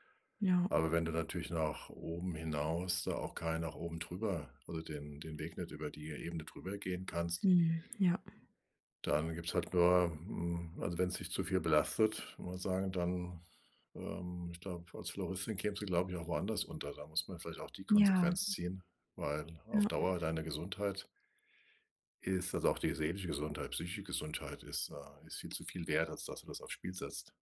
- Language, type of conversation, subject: German, advice, Wie erlebst du den Druck, dich am Arbeitsplatz an die Firmenkultur anzupassen?
- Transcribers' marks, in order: none